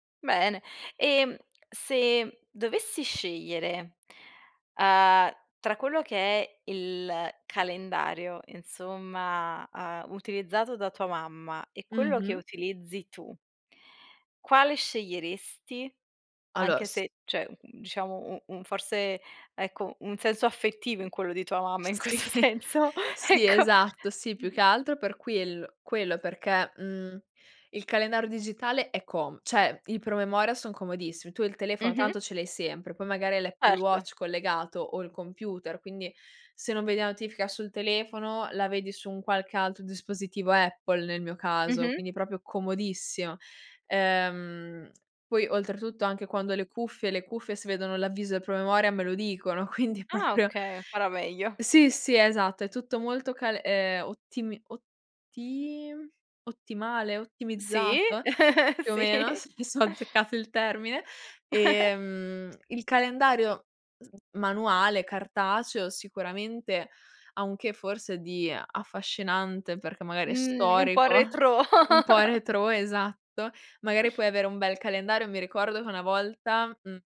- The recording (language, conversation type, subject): Italian, podcast, Come programmi la tua giornata usando il calendario?
- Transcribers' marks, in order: laughing while speaking: "Sì"; laughing while speaking: "questo senso ecco"; unintelligible speech; laughing while speaking: "proprio"; laugh; unintelligible speech; laughing while speaking: "sì"; laugh; tapping; laugh; sneeze